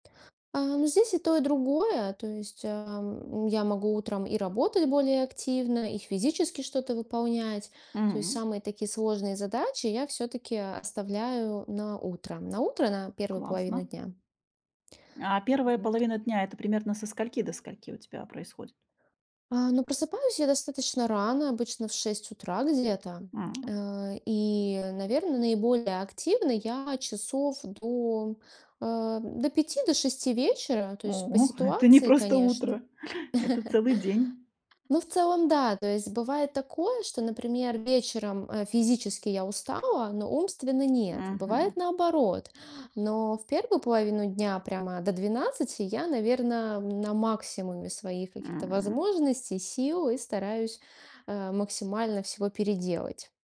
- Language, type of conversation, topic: Russian, podcast, Какие привычки помогут сделать ваше утро более продуктивным?
- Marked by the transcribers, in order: chuckle; laugh; tapping